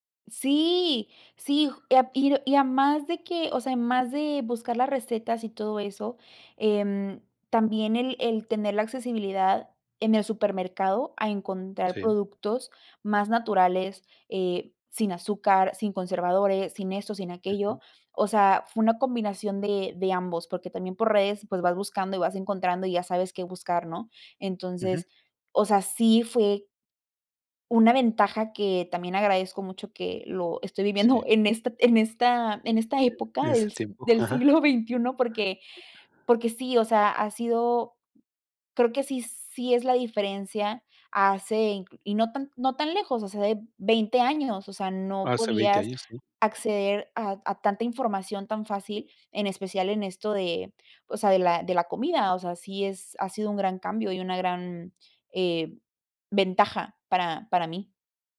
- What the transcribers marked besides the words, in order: other background noise; tapping
- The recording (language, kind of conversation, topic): Spanish, podcast, ¿Qué papel juega la cocina casera en tu bienestar?